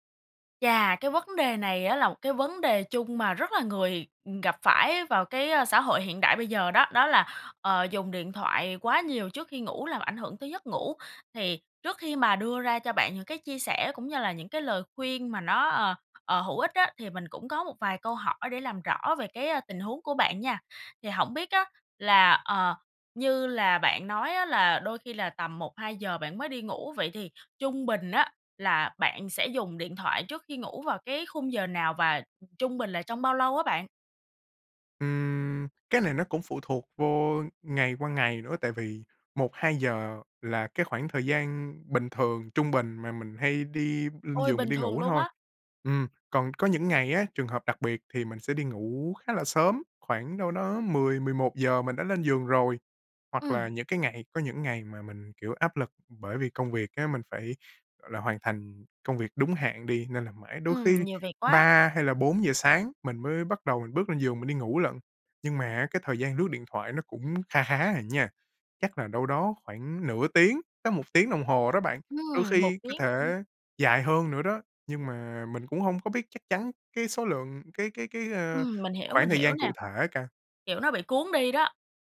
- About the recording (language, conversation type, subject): Vietnamese, advice, Thói quen dùng điện thoại trước khi ngủ ảnh hưởng đến giấc ngủ của bạn như thế nào?
- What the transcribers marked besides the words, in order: other background noise; tapping